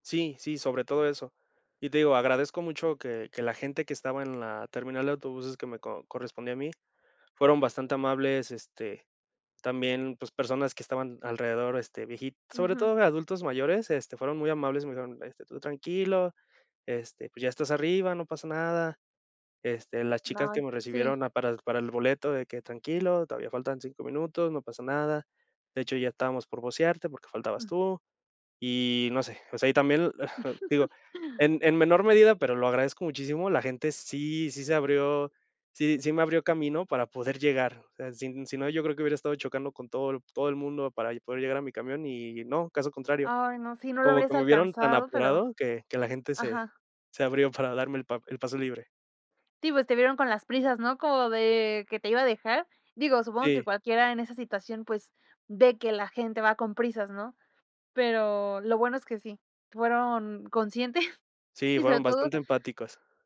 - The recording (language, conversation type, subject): Spanish, podcast, ¿Alguna vez te llevaste un susto mientras viajabas y qué pasó?
- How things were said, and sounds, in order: giggle; chuckle; laughing while speaking: "conscientes"